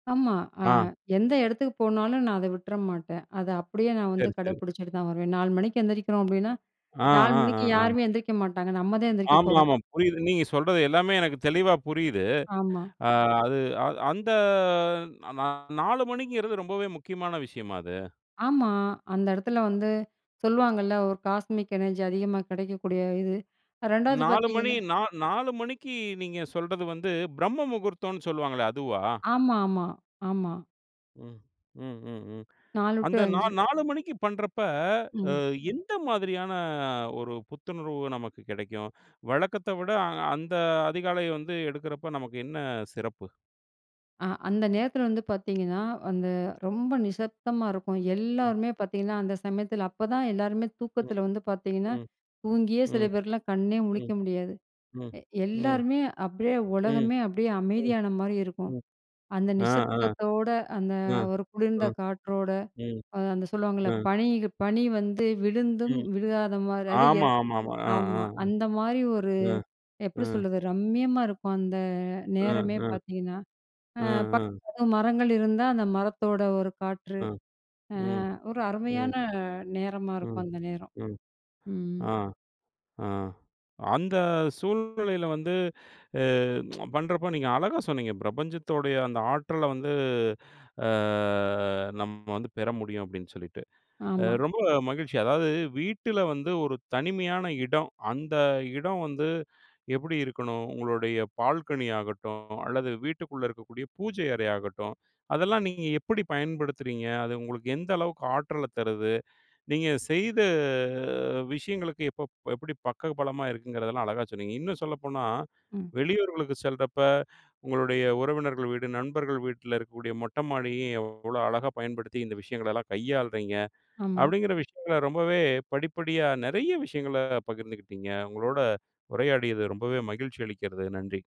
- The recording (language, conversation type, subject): Tamil, podcast, வீட்டில் உங்களுக்கு தனியாக இருக்க ஒரு இடம் உள்ளதா, அது உங்களுக்கு எவ்வளவு தேவை?
- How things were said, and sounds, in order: in English: "காஸ்மிக் எனர்ஜி"; tsk; drawn out: "ஆ"